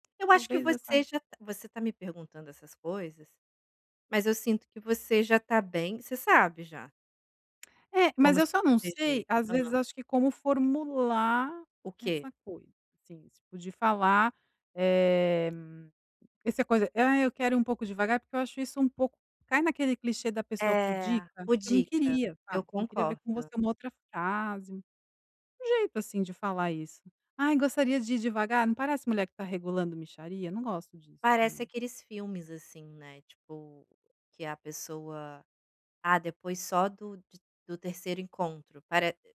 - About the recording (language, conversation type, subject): Portuguese, advice, Como posso estabelecer limites e proteger meu coração ao começar a namorar de novo?
- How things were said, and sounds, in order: tapping